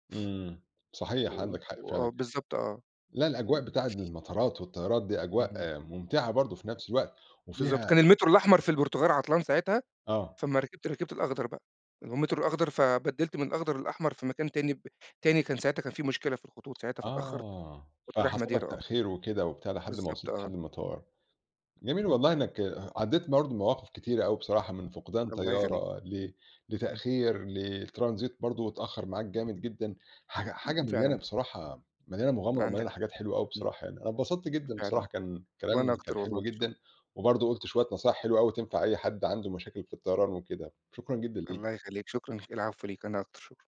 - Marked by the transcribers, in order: unintelligible speech
- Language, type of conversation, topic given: Arabic, podcast, إيه اللي حصل لما الطيارة فاتتك، وخلّصت الموضوع إزاي؟